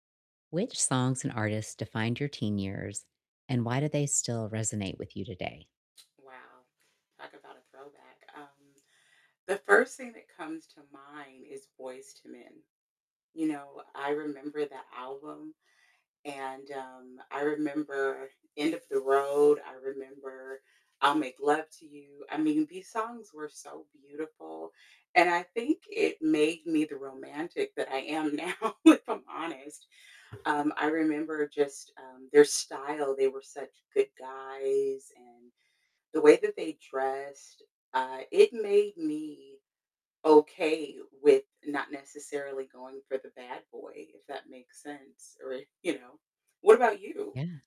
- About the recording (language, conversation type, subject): English, unstructured, Which songs and artists defined your teen years, and why do they still resonate with you today?
- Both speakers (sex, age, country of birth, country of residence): female, 45-49, United States, United States; female, 50-54, United States, United States
- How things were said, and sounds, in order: tapping; other background noise; laughing while speaking: "now"